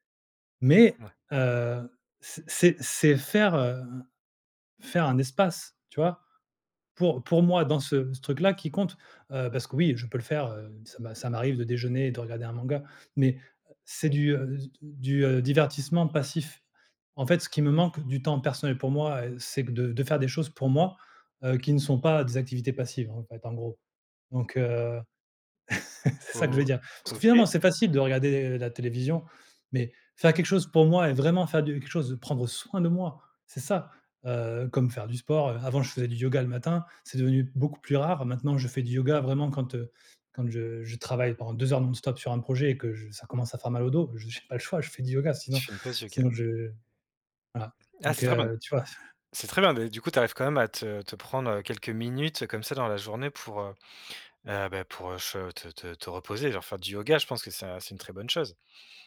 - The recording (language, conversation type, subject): French, advice, Comment votre mode de vie chargé vous empêche-t-il de faire des pauses et de prendre soin de vous ?
- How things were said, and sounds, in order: chuckle; stressed: "soin"; chuckle